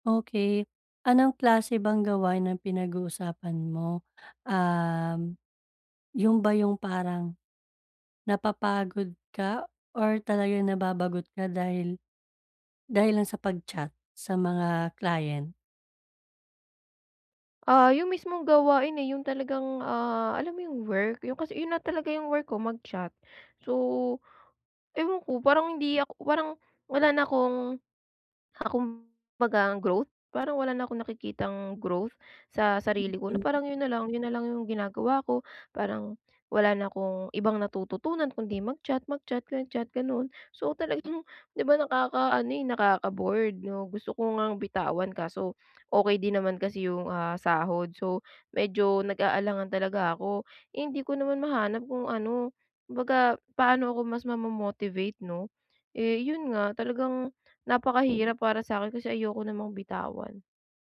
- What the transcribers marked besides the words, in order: cough
- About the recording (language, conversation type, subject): Filipino, advice, Paano ko mapapanatili ang motibasyon ko sa mga nakakabagot na gawain?